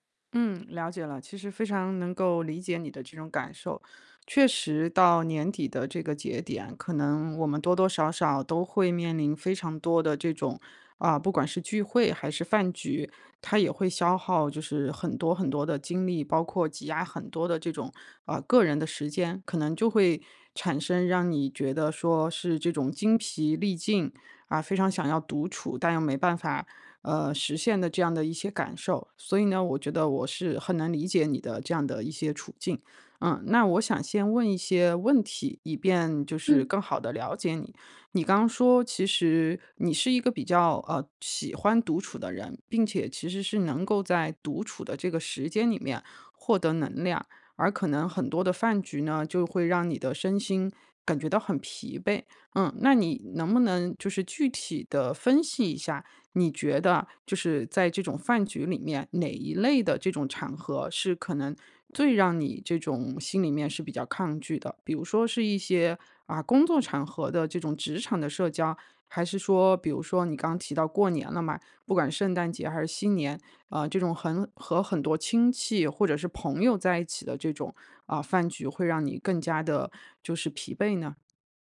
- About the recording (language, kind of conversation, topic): Chinese, advice, 我該如何在社交和獨處之間找到平衡？
- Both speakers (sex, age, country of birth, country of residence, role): female, 30-34, China, United States, user; female, 40-44, China, United States, advisor
- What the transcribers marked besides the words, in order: other background noise